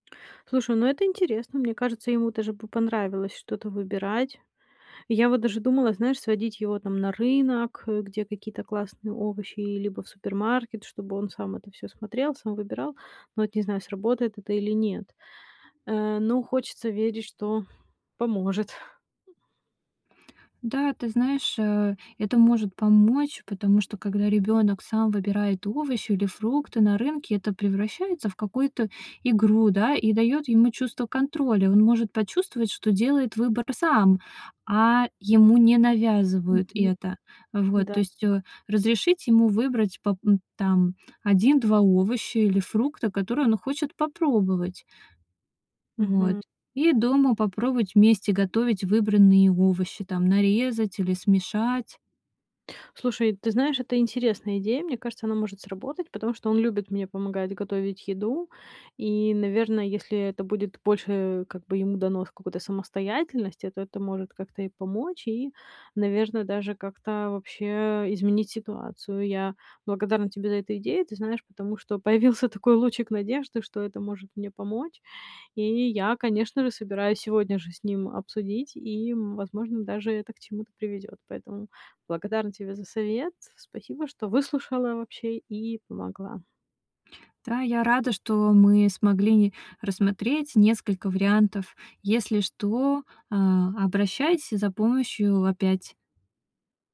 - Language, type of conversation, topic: Russian, advice, Как научиться готовить полезную еду для всей семьи?
- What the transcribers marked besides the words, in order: chuckle; other background noise